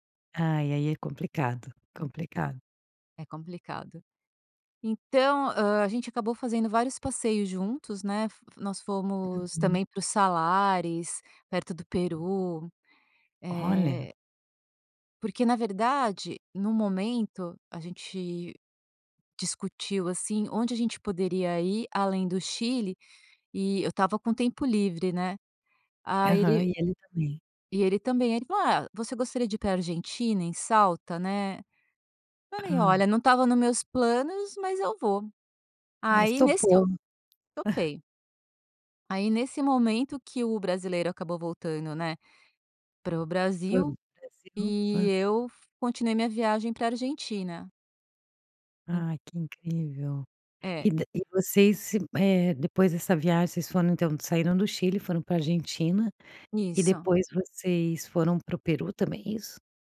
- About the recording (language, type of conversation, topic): Portuguese, podcast, Já fez alguma amizade que durou além da viagem?
- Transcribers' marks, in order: chuckle